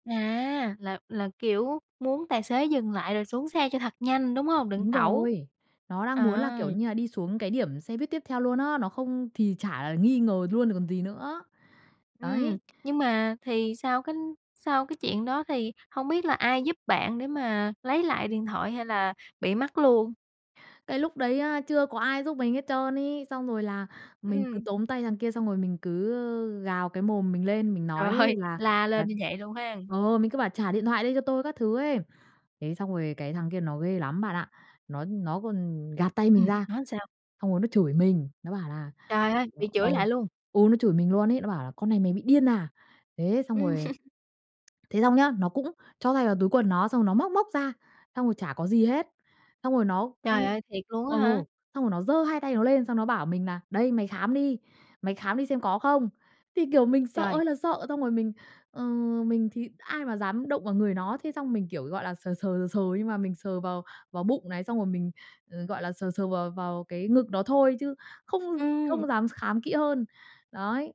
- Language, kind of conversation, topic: Vietnamese, podcast, Bạn có thể kể về một lần ai đó giúp bạn và bài học bạn rút ra từ đó là gì?
- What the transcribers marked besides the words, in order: tapping; laughing while speaking: "Trời ơi"; lip smack; laughing while speaking: "Ừm"